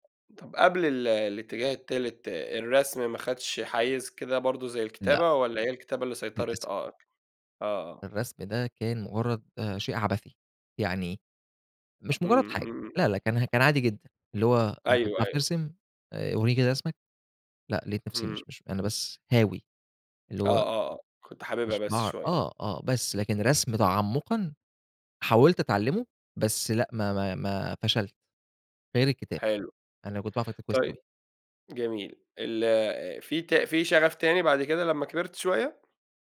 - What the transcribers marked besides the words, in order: tapping
- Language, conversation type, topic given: Arabic, podcast, إزاي تقدر تكتشف شغفك؟